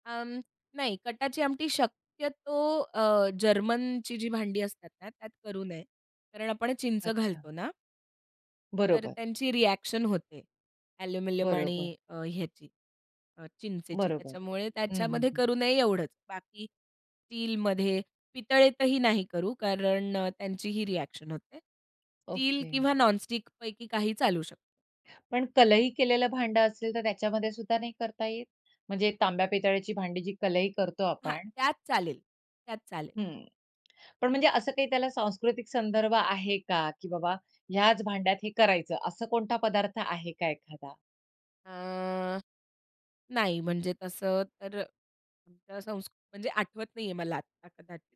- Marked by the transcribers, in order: in English: "रिएक्शन"; in English: "रिएक्शन"; other background noise; unintelligible speech
- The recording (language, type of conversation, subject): Marathi, podcast, तुझ्या संस्कृतीत खाद्यपदार्थांचं महत्त्व आणि भूमिका काय आहे?